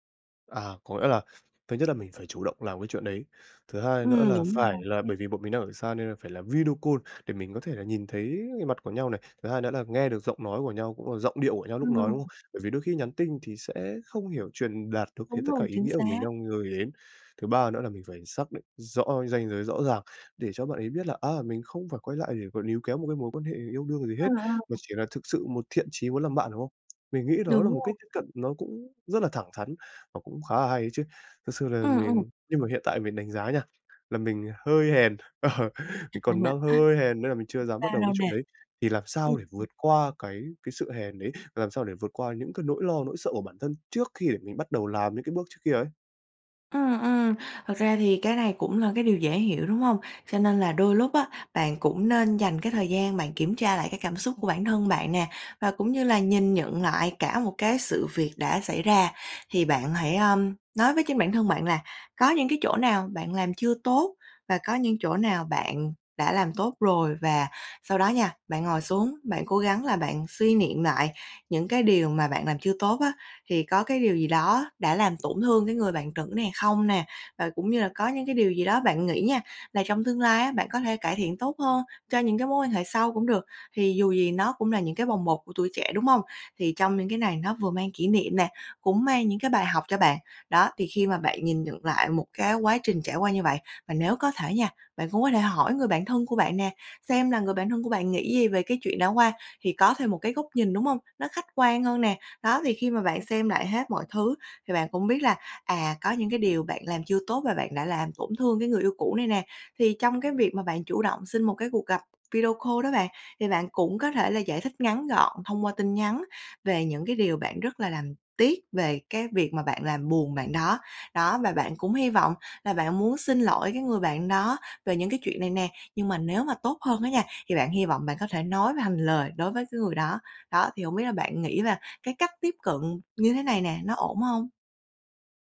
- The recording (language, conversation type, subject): Vietnamese, advice, Làm thế nào để duy trì tình bạn với người yêu cũ khi tôi vẫn cảm thấy lo lắng?
- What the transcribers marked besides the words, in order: tapping; in English: "video call"; other background noise; laughing while speaking: "ờ"; laugh; in English: "call"